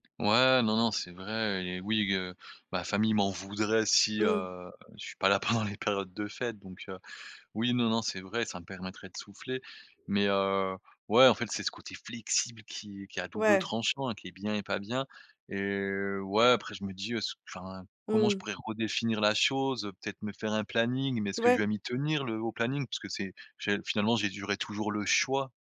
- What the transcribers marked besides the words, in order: tapping; laughing while speaking: "pendant"; stressed: "flexible"
- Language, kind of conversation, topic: French, advice, Comment puis-je redéfinir mes limites entre le travail et la vie personnelle pour éviter l’épuisement professionnel ?